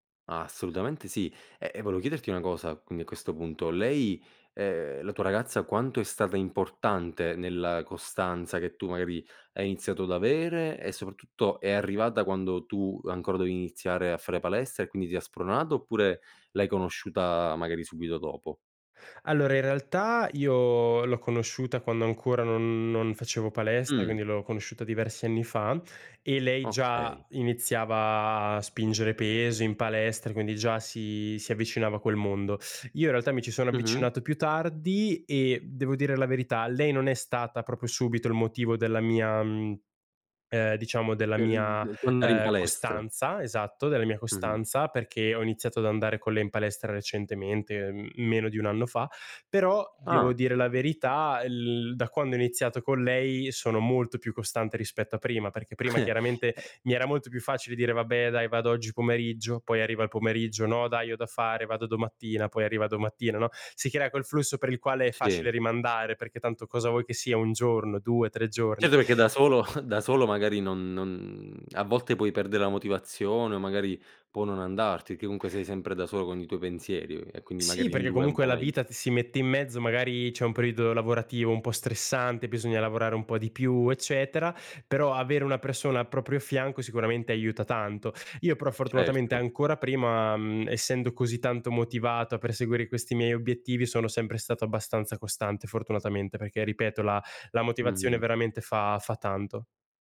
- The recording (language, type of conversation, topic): Italian, podcast, Come fai a mantenere la costanza nell’attività fisica?
- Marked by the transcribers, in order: "volevo" said as "voleo"; "proprio" said as "propio"; chuckle; "perché" said as "pecchè"; chuckle; "comunque" said as "conque"; other background noise